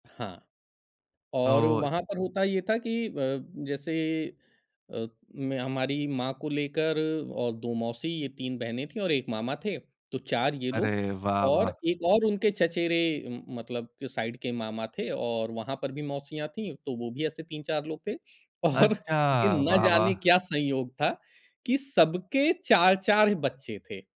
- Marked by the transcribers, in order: in English: "साइड"; laughing while speaking: "और"
- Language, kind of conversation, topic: Hindi, podcast, बचपन की वह कौन-सी याद है जो आज भी आपके दिल को छू जाती है?
- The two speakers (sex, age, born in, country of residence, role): male, 20-24, India, India, host; male, 40-44, India, Germany, guest